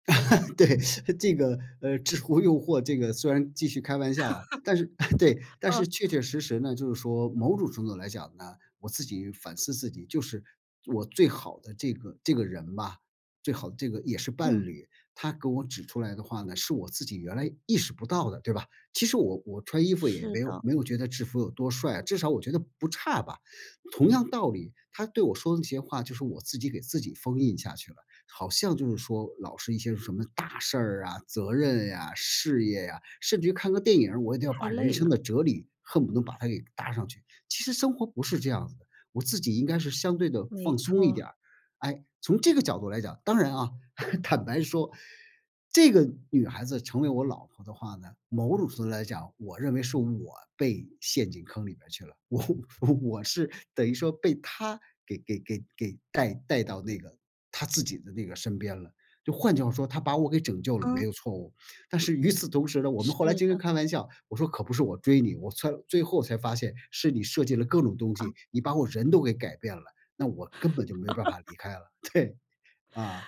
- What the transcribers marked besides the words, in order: laugh; laughing while speaking: "对"; teeth sucking; laughing while speaking: "制胡 诱惑"; "制 服" said as "制胡"; laugh; other background noise; chuckle; laughing while speaking: "我 我是"; laugh; laughing while speaking: "对"
- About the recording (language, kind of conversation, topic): Chinese, podcast, 你会因为别人的眼光而改变自己的穿搭吗？